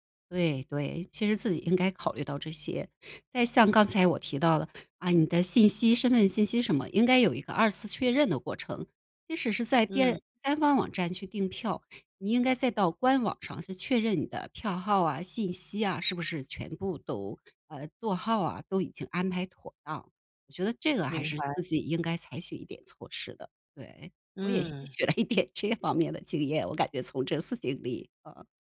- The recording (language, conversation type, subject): Chinese, podcast, 航班被取消后，你有没有临时调整行程的经历？
- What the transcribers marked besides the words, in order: laughing while speaking: "吸取了一点这方面的经验"